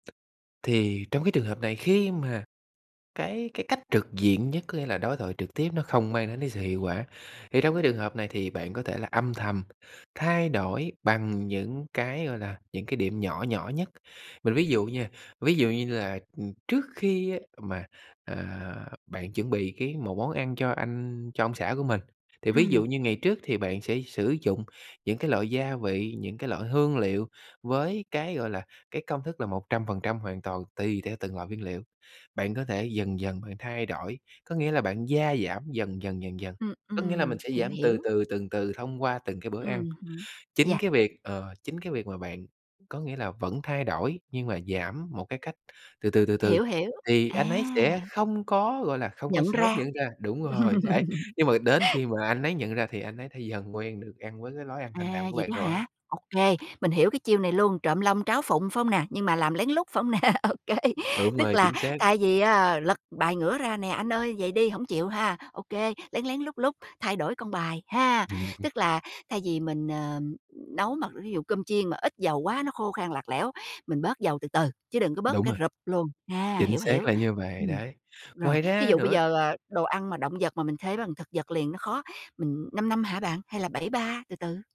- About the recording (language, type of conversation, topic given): Vietnamese, advice, Người thân không ủng hộ việc tôi thay đổi thói quen ăn uống
- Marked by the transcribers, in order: other background noise; laugh; tapping; laughing while speaking: "nè? OK"